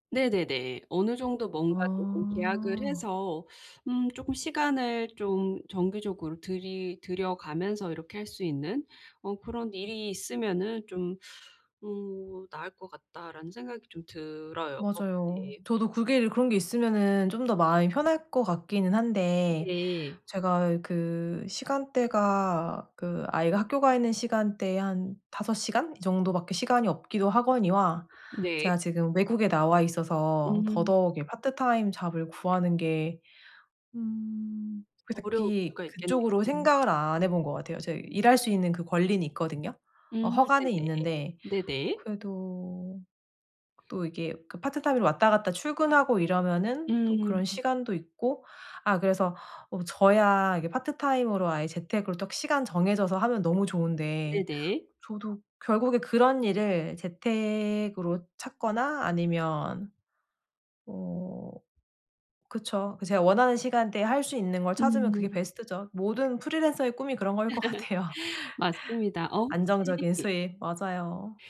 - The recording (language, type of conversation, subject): Korean, advice, 수입과 일의 의미 사이에서 어떻게 균형을 찾을 수 있을까요?
- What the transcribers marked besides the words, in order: in English: "part time job을"; other background noise; laugh; laughing while speaking: "같아요"; laugh